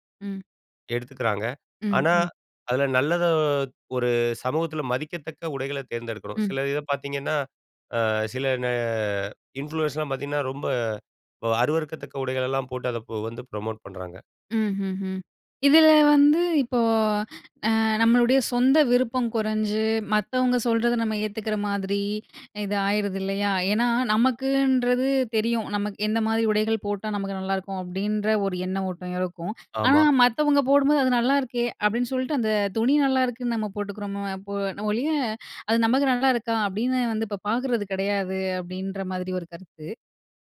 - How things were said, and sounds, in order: in English: "இன்ஃபுலுயன்ஸ்லாம்"; in English: "புரமோட்"
- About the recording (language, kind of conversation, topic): Tamil, podcast, சமூக ஊடகம் உங்கள் உடைத் தேர்வையும் உடை அணியும் முறையையும் மாற்ற வேண்டிய அவசியத்தை எப்படி உருவாக்குகிறது?